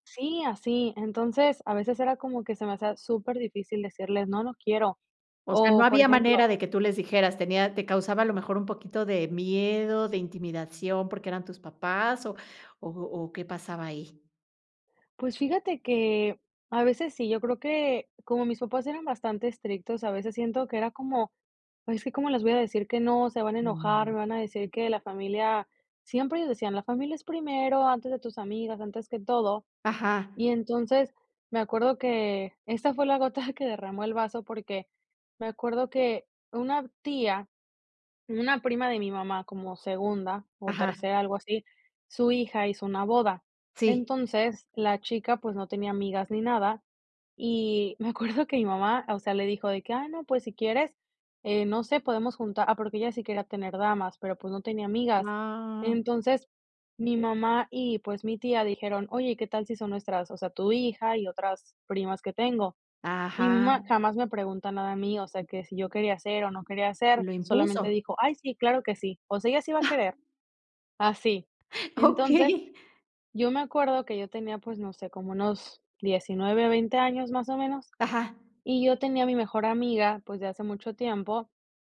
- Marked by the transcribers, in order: laughing while speaking: "gota"; laughing while speaking: "me acuerdo"; chuckle; laughing while speaking: "Okey"
- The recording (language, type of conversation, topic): Spanish, podcast, ¿Cómo reaccionas cuando alguien cruza tus límites?